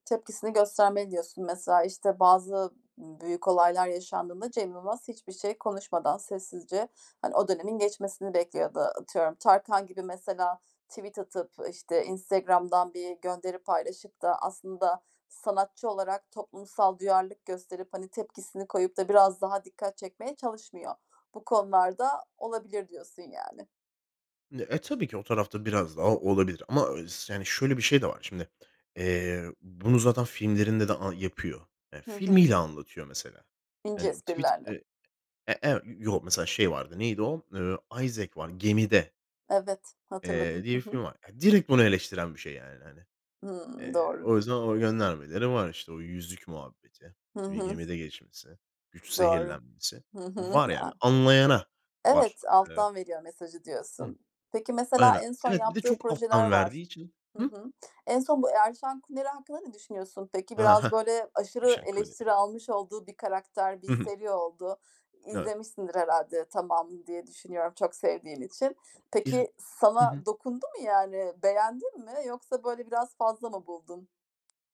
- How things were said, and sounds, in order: in English: "tweet"; other background noise; in English: "tweet"; tapping
- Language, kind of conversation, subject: Turkish, podcast, Favori yerli sanatçın kim ve onu neden seviyorsun?